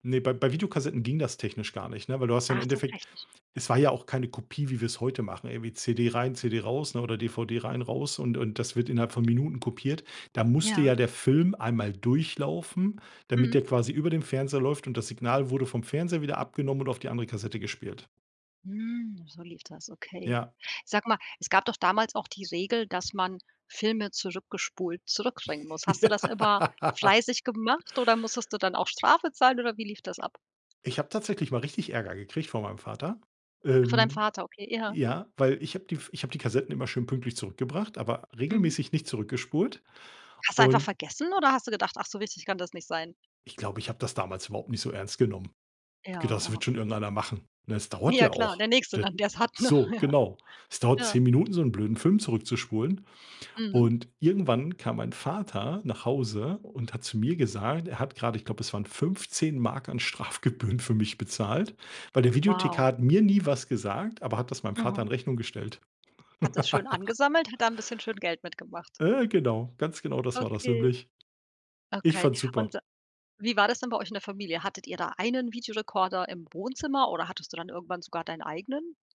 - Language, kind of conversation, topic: German, podcast, Welche Rolle haben Videotheken und VHS-Kassetten in deiner Medienbiografie gespielt?
- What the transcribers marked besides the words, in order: drawn out: "Hm"; "bringen" said as "ringen"; laughing while speaking: "Ja"; laugh; other background noise; laughing while speaking: "Strafgebühren"; laugh